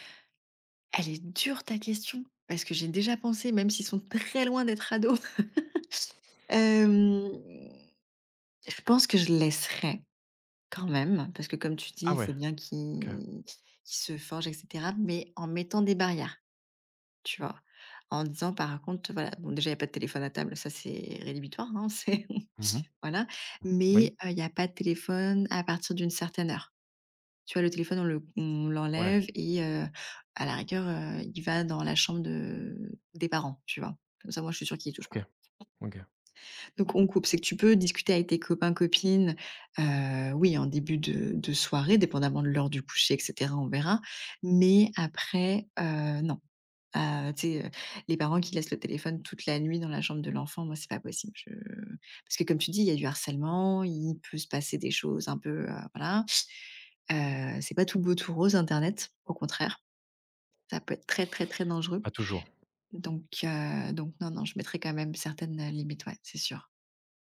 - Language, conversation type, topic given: French, podcast, Comment la technologie transforme-t-elle les liens entre grands-parents et petits-enfants ?
- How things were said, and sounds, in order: stressed: "très"; chuckle; drawn out: "Hem"; chuckle; other background noise; chuckle; tapping